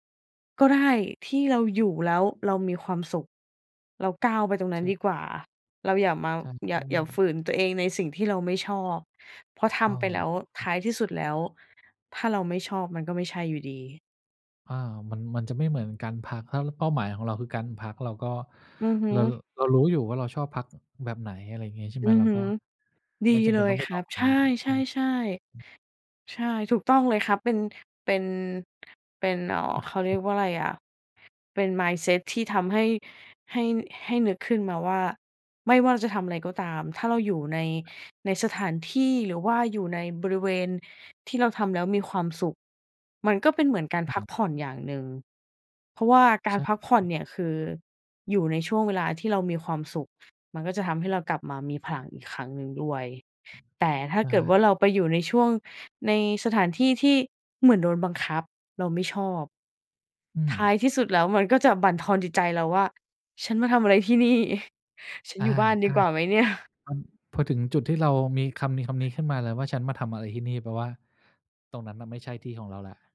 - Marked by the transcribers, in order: unintelligible speech; other background noise
- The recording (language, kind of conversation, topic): Thai, podcast, การพักผ่อนแบบไหนช่วยให้คุณกลับมามีพลังอีกครั้ง?